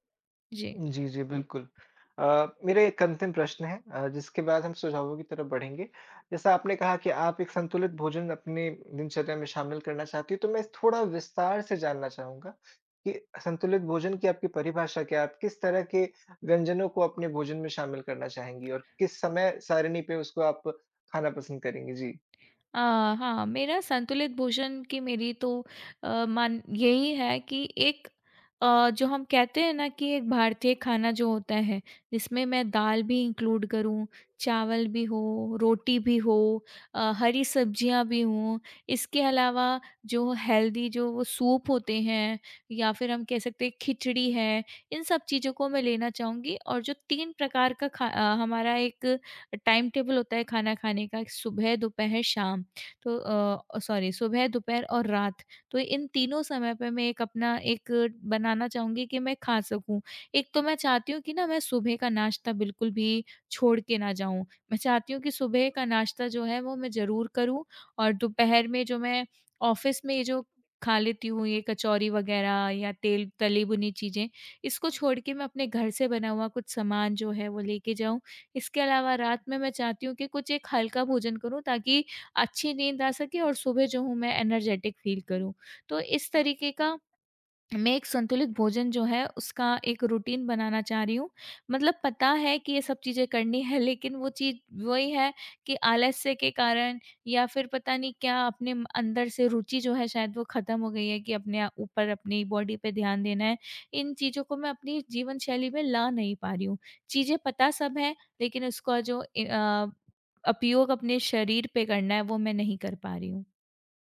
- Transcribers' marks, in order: in English: "इंक्लूड"; in English: "हेल्दी"; in English: "टाइम-टेबल"; in English: "ओ सॉरी!"; in English: "ऑफ़िस"; in English: "एनर्जेटिक फ़ील"; in English: "रूटीन"; in English: "बॉडी"; "उपयोग" said as "अपयोग"
- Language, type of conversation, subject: Hindi, advice, आप नियमित और संतुलित भोजन क्यों नहीं कर पा रहे हैं?